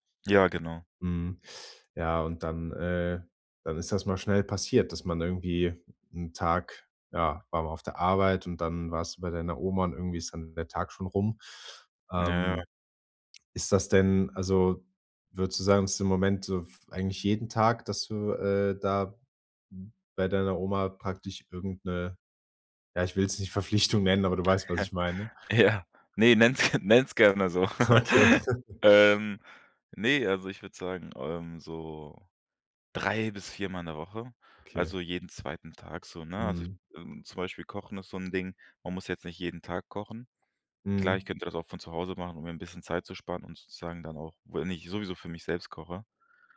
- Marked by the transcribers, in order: chuckle; laughing while speaking: "Ja"; laughing while speaking: "nenn es"; laugh; laughing while speaking: "Okay"; chuckle
- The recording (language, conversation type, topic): German, advice, Wie kann ich nach der Trennung gesunde Grenzen setzen und Selbstfürsorge in meinen Alltag integrieren?
- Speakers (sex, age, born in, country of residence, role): male, 25-29, Germany, Germany, advisor; male, 25-29, Germany, Germany, user